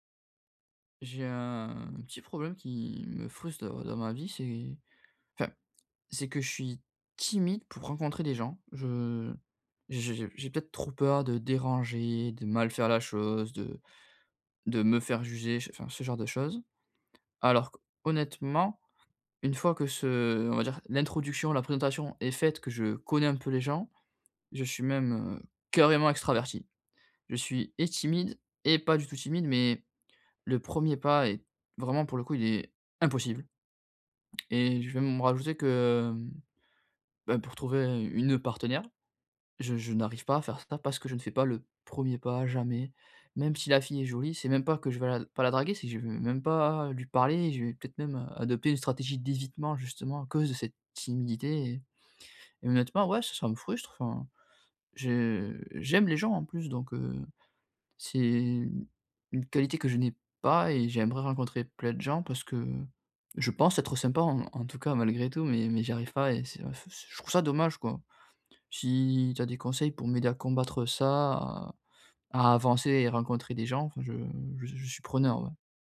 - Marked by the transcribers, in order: stressed: "timide"; stressed: "me"; stressed: "carrément"; stressed: "impossible"; stressed: "d'évitement"; stressed: "j'aime"; stressed: "pas"
- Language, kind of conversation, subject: French, advice, Comment surmonter ma timidité pour me faire des amis ?